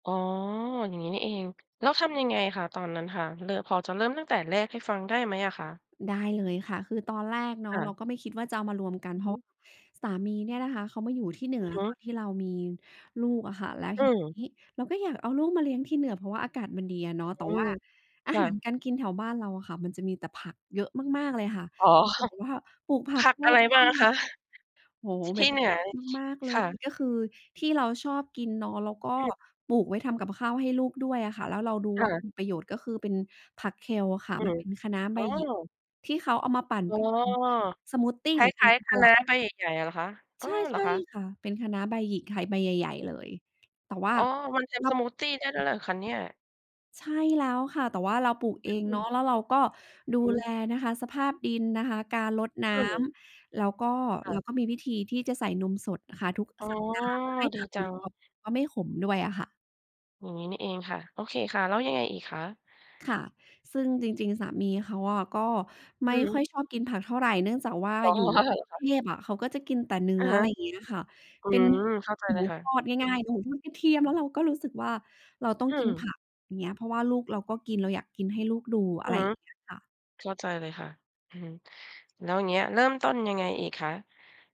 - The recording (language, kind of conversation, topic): Thai, podcast, เมื่ออาหารจากสองวัฒนธรรมถูกนำมาผสมผสานกัน ผลลัพธ์และรสชาติออกมาเป็นอย่างไร?
- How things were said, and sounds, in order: laughing while speaking: "อ๋อ"; other noise; unintelligible speech; laughing while speaking: "อ๋อ อา"